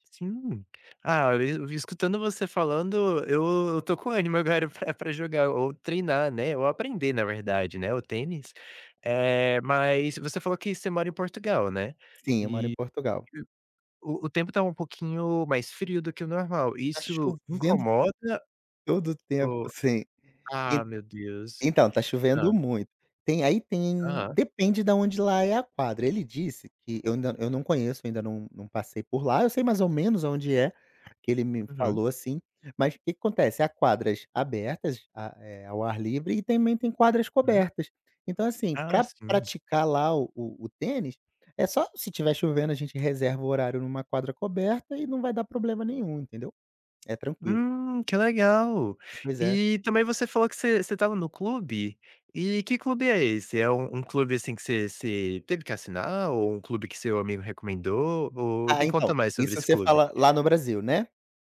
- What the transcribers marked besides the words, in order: tapping
- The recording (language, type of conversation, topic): Portuguese, podcast, Como você redescobriu um hobby que tinha abandonado?